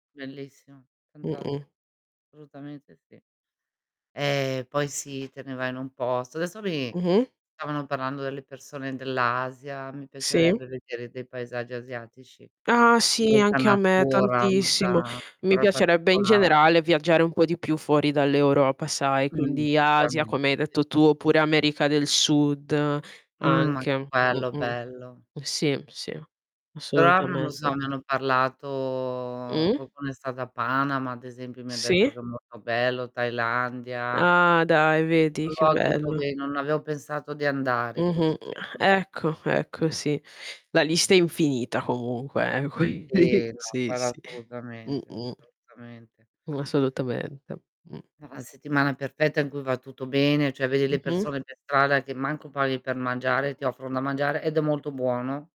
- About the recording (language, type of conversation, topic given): Italian, unstructured, Preferiresti avere una giornata perfetta ogni mese o una settimana perfetta ogni anno?
- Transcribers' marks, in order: distorted speech; tapping; other background noise; unintelligible speech; unintelligible speech; drawn out: "parlato"; unintelligible speech; laughing while speaking: "quindi"; "cioè" said as "ceh"; unintelligible speech